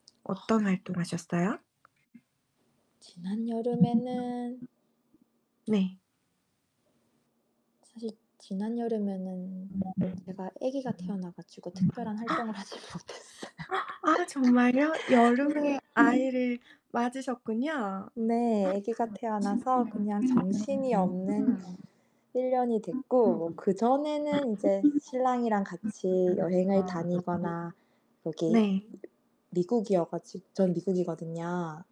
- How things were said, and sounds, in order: other noise; tapping; static; other background noise; unintelligible speech; distorted speech; gasp; laughing while speaking: "하질 못했어요"; laugh; background speech; gasp; unintelligible speech; unintelligible speech
- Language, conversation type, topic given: Korean, unstructured, 여름과 겨울 중 어느 계절이 더 좋으신가요?